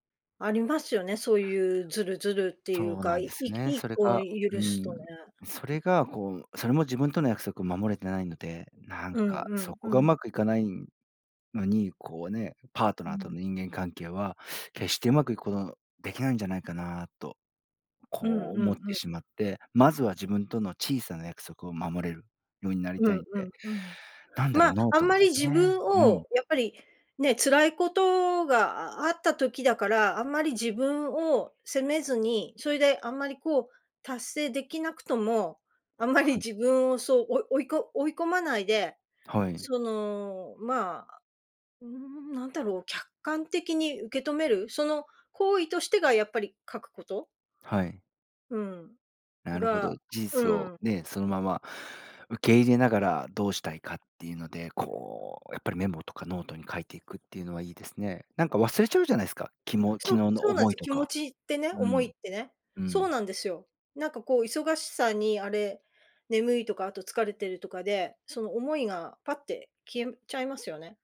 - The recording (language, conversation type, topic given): Japanese, advice, 自分との約束を守れず、目標を最後までやり抜けないのはなぜですか？
- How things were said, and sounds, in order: teeth sucking; other background noise